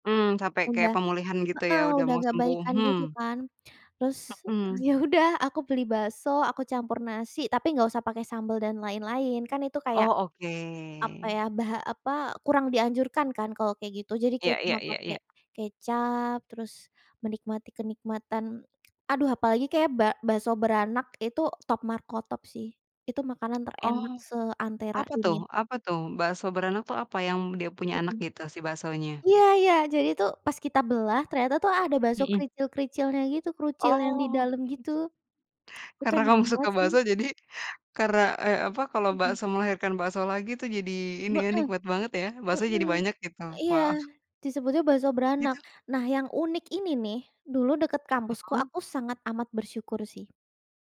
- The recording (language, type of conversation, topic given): Indonesian, podcast, Apa makanan sederhana yang selalu membuat kamu bahagia?
- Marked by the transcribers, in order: tapping; laughing while speaking: "ya udah"; other background noise; laughing while speaking: "suka"